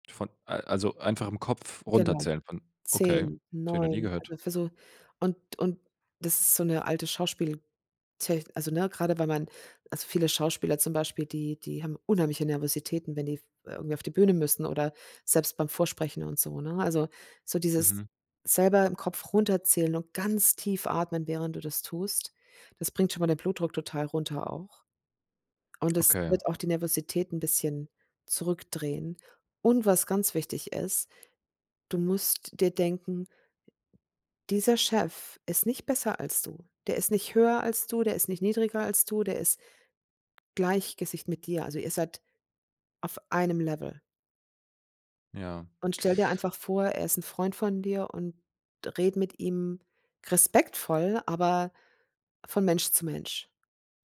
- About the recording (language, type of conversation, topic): German, advice, Wie kann ich aufhören, mich ständig wegen der Erwartungen anderer zu verstellen?
- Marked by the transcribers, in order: stressed: "unheimliche"; stressed: "ganz"; other background noise; stressed: "einem"; stressed: "respektvoll"